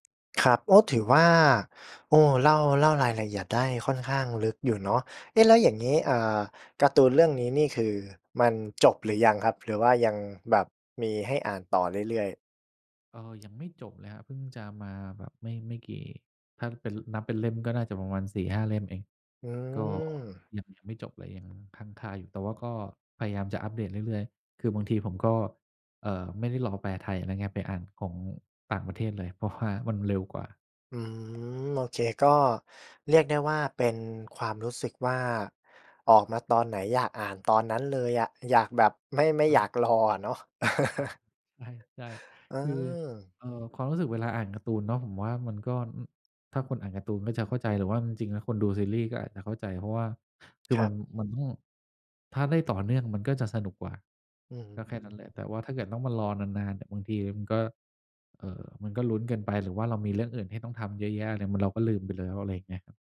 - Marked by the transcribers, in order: laughing while speaking: "ว่า"; chuckle; laughing while speaking: "ใช่ ๆ"; chuckle
- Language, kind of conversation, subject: Thai, podcast, ช่วงนี้คุณได้กลับมาทำงานอดิเรกอะไรอีกบ้าง แล้วอะไรทำให้คุณอยากกลับมาทำอีกครั้ง?